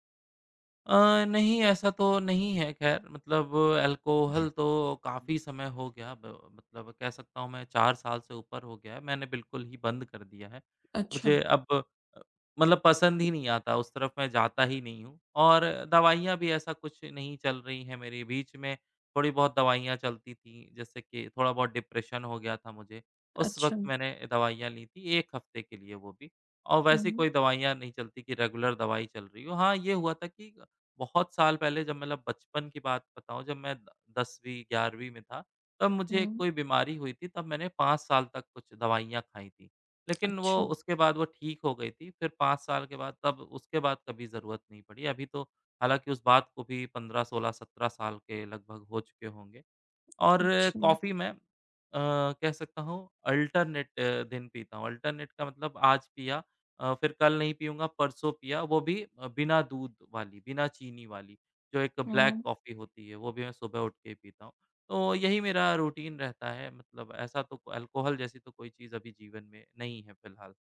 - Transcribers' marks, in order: in English: "अल्कोहल"; other background noise; other noise; in English: "डिप्रेशन"; in English: "रेगुलर"; lip smack; tapping; in English: "अल्टर्नेट"; in English: "अल्टर्नेट"; in English: "रूटीन"; in English: "अल्कोहल"
- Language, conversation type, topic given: Hindi, advice, रात में बार-बार जागना और फिर सो न पाना